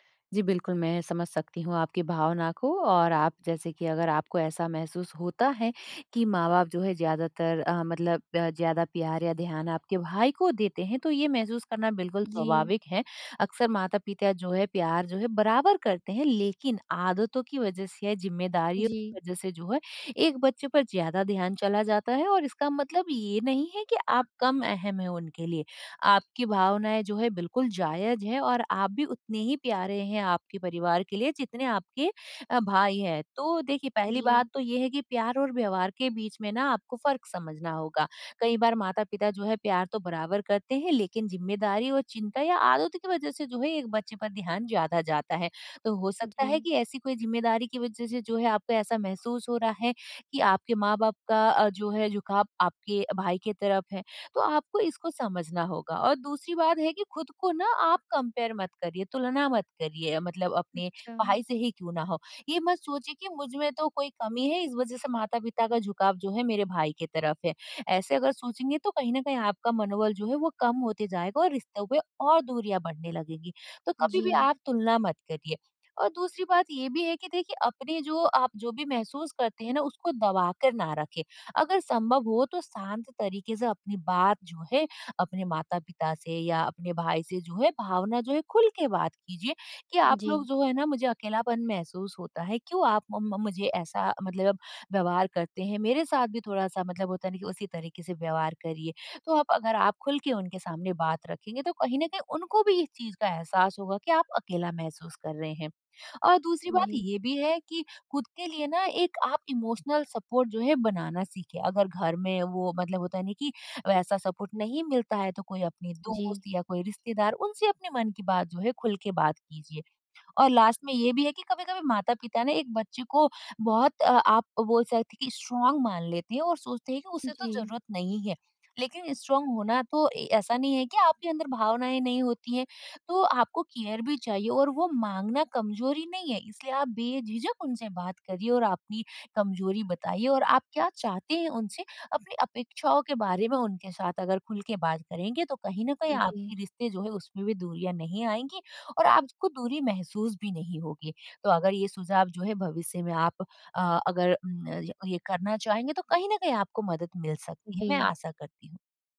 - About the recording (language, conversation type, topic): Hindi, advice, मैं अपने रिश्ते में दूरी क्यों महसूस कर रहा/रही हूँ?
- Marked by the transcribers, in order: in English: "कंपेयर"; in English: "इमोशनल सपोर्ट"; in English: "सपोर्ट"; in English: "लास्ट"; in English: "स्ट्राँग"; in English: "स्ट्राँग"; in English: "केयर"